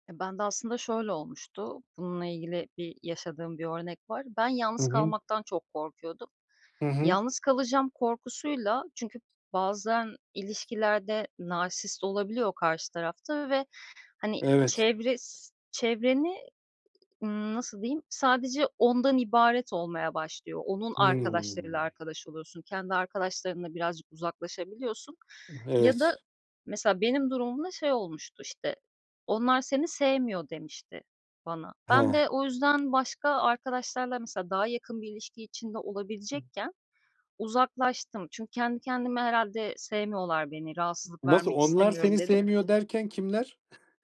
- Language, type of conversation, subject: Turkish, podcast, Bir ilişkiye devam edip etmemeye nasıl karar verilir?
- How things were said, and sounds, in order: tapping; other background noise